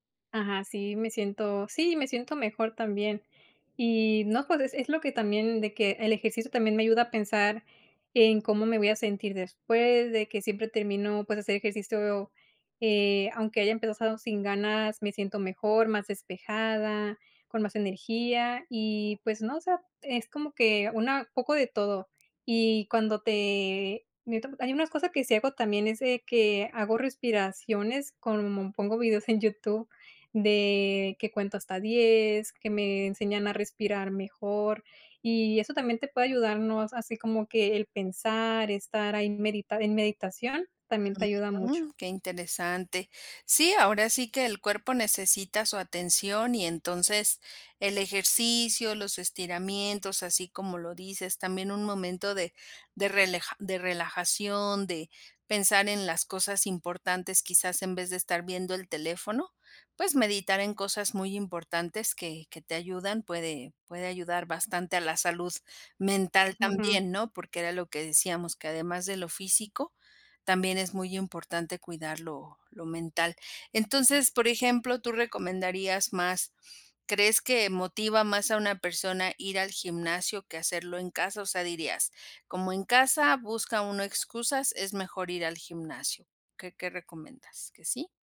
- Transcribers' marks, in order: unintelligible speech; "como" said as "conmo"; "recomiendas" said as "recomendas"
- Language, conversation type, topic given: Spanish, podcast, ¿Cómo te motivas para hacer ejercicio cuando no te dan ganas?